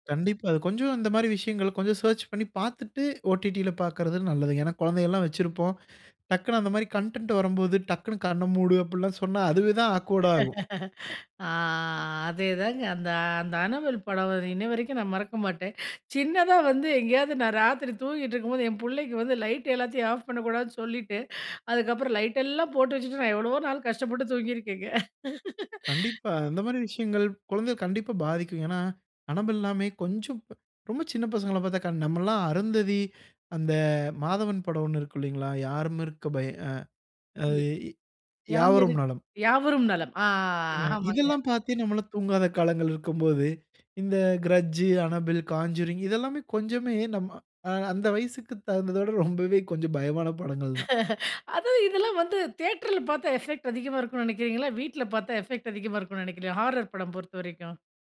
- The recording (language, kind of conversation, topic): Tamil, podcast, OTT தளப் படங்கள், வழக்கமான திரையரங்குப் படங்களுடன் ஒப்பிடும்போது, எந்த விதங்களில் அதிக நன்மை தருகின்றன என்று நீங்கள் நினைக்கிறீர்கள்?
- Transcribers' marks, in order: in English: "சர்ச்"; in English: "கன்டன்ட்"; in English: "ஆக்வேர்டா"; laugh; laugh; in English: "அனபெல்லாமே"; drawn out: "ஆ"; laugh; in English: "எஃபெக்ட்"; in English: "எஃபெக்ட்"; in English: "ஹாரர்"